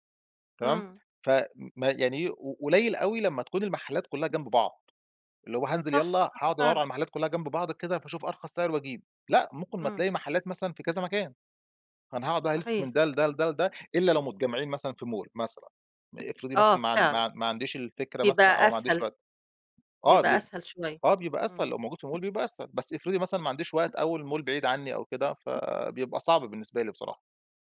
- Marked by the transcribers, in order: in English: "Mall"; in English: "Mall"; in English: "الMall"
- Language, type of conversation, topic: Arabic, podcast, بتحب تشتري أونلاين ولا تفضل تروح المحل، وليه؟